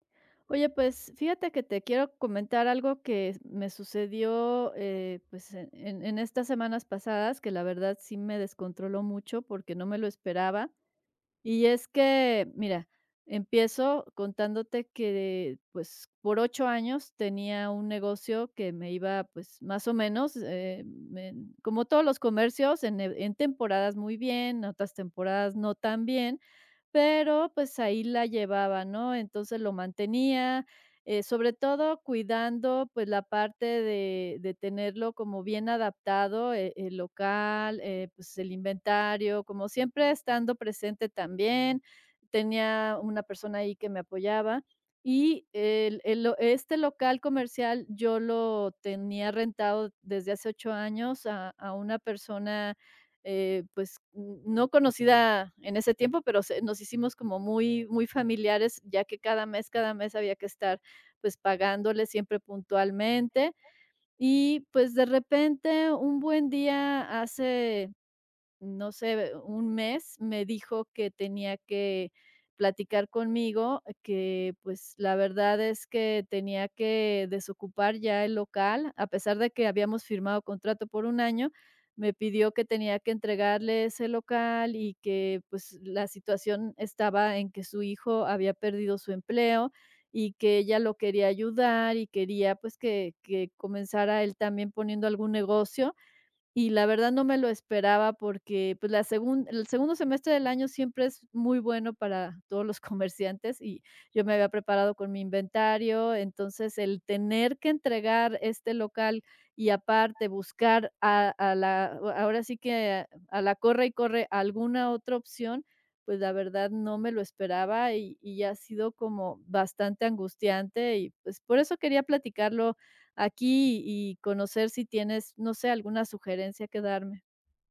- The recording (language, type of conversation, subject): Spanish, advice, ¿Cómo estás manejando la incertidumbre tras un cambio inesperado de trabajo?
- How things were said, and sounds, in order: other background noise; laughing while speaking: "comerciantes"